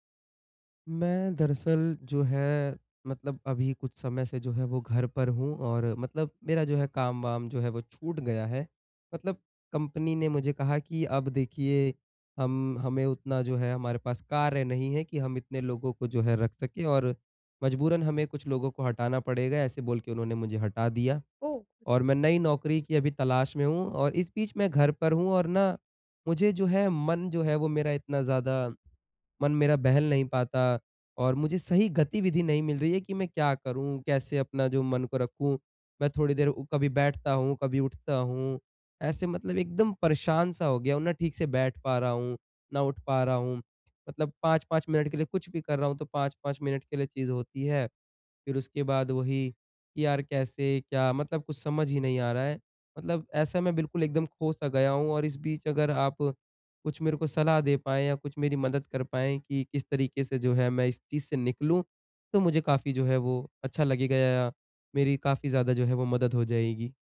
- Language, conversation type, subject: Hindi, advice, मन बहलाने के लिए घर पर मेरे लिए कौन-सी गतिविधि सही रहेगी?
- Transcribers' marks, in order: tapping; other background noise